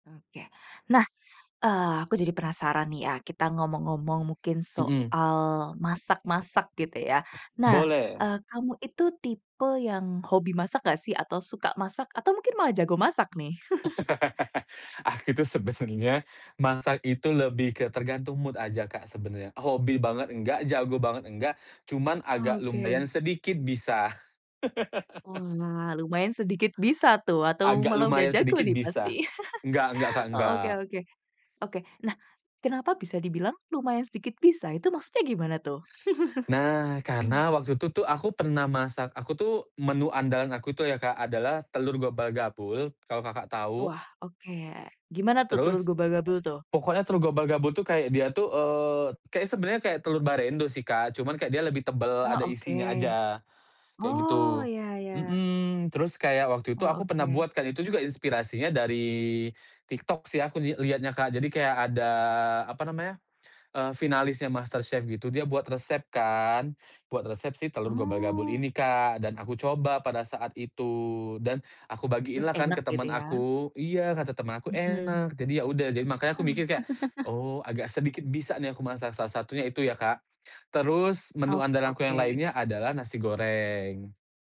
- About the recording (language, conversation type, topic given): Indonesian, podcast, Bisakah kamu menceritakan momen pertama kali kamu belajar memasak sendiri?
- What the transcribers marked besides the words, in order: other background noise; laugh; "sebenarnya" said as "sebesennya"; in English: "mood"; laugh; laugh; chuckle; other noise; laugh; tapping